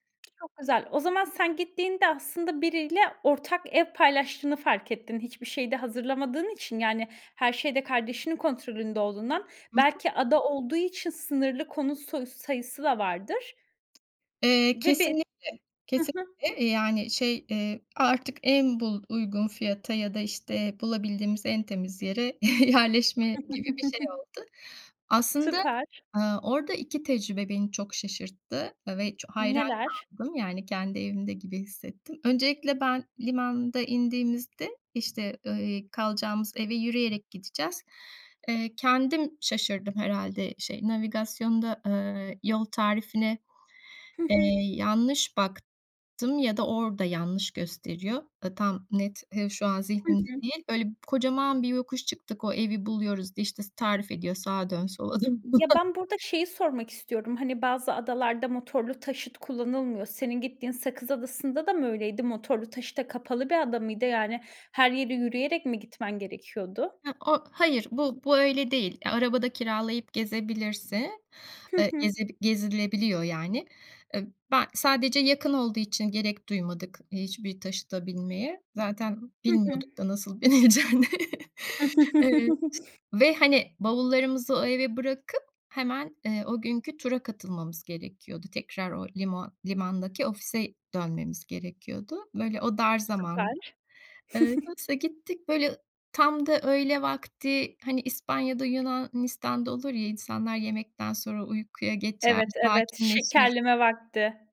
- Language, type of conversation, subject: Turkish, podcast, Dilini bilmediğin hâlde bağ kurduğun ilginç biri oldu mu?
- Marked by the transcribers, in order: other background noise; tapping; laughing while speaking: "yerleşme"; chuckle; laughing while speaking: "dön, falan"; laughing while speaking: "binileceğini"; other noise; chuckle; chuckle